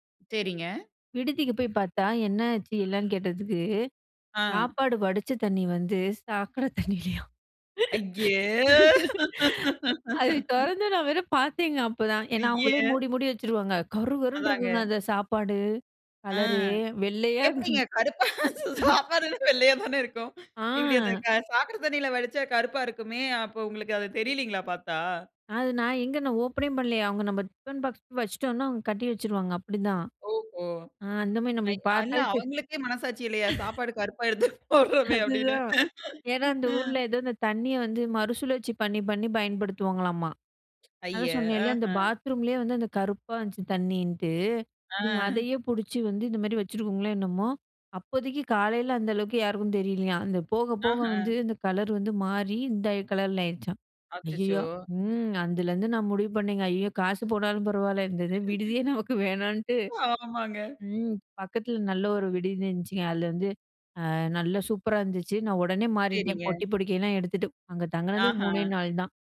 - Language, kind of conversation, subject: Tamil, podcast, புது நகருக்கு வேலைக்காகப் போகும்போது வாழ்க்கை மாற்றத்தை எப்படி திட்டமிடுவீர்கள்?
- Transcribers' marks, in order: laughing while speaking: "சாக்கடை தண்ணியிலையாம்"; drawn out: "ஐய!"; laugh; surprised: "கருகருன்னு இருக்குங்க அந்த சாப்பாடு கலரே"; laughing while speaking: "கருப்பா? சாப்பாடு வெள்ளையா தானே இருக்கும்"; chuckle; drawn out: "ஆ"; unintelligible speech; laughing while speaking: "சாப்பாடு கருப்பா எடுத்து போடுறோமே அப்டின்னு? அ"; chuckle; other background noise; laughing while speaking: "அதுதான்"; laughing while speaking: "இது விடுதியே நமக்கு வேணாட்டு"; laughing while speaking: "ஆமாங்க"